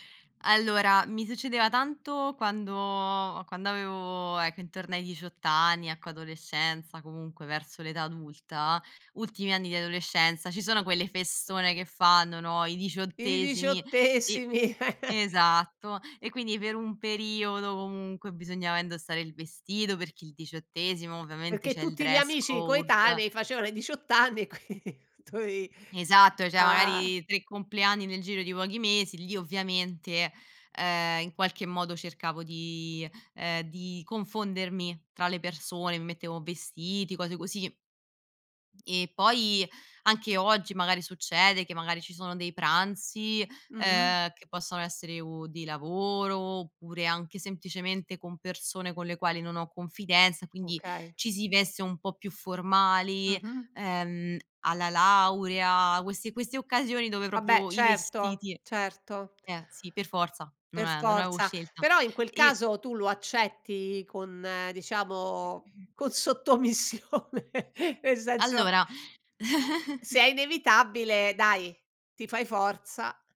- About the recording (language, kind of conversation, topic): Italian, podcast, Che ruolo ha l'abbigliamento nel tuo umore quotidiano?
- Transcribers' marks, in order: laughing while speaking: "diciottesimi"; giggle; laughing while speaking: "qui tu avi"; "cioè" said as "ceh"; "proprio" said as "propio"; throat clearing; laughing while speaking: "sottomissione"; chuckle